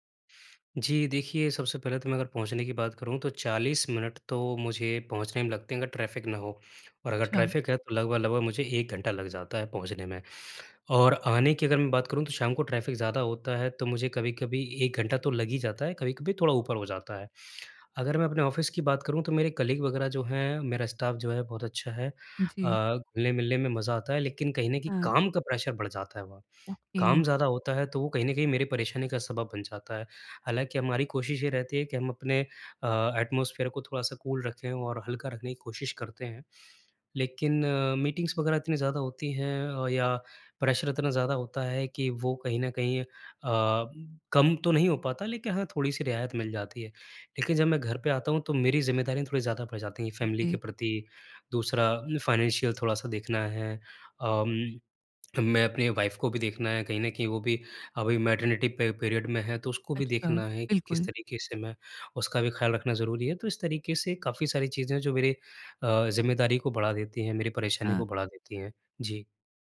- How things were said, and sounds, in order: in English: "कलीग"; in English: "स्टाफ"; in English: "प्रेशर"; in English: "ओके"; in English: "एटमॉस्फ़ेर"; in English: "कूल"; in English: "मीटिंग्स"; in English: "प्रेसर"; in English: "फ़ैमिली"; in English: "फ़ाइनेंशियल"; in English: "वाइफ़"; in English: "मैटरनिटी"; in English: "पीरियड"
- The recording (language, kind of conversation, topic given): Hindi, advice, आप सुबह की तनावमुक्त शुरुआत कैसे कर सकते हैं ताकि आपका दिन ऊर्जावान रहे?